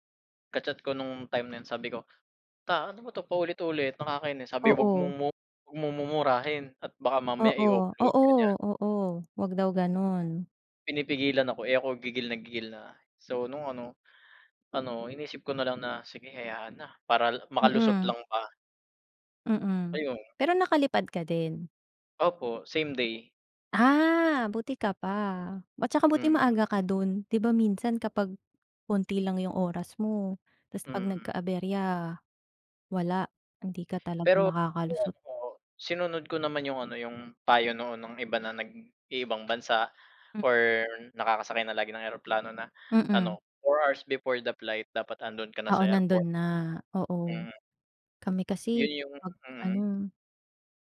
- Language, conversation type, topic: Filipino, unstructured, Ano ang pinakanakakairita mong karanasan sa pagsusuri ng seguridad sa paliparan?
- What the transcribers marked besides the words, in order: unintelligible speech